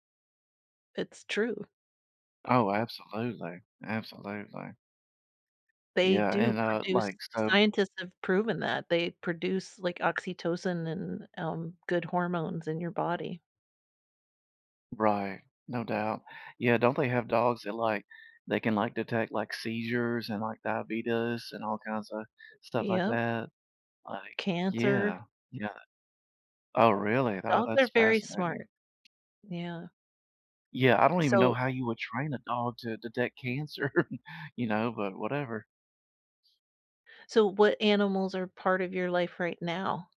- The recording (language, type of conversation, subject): English, unstructured, How are animals part of your daily life and relationships these days?
- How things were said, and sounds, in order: other background noise; laughing while speaking: "cancer"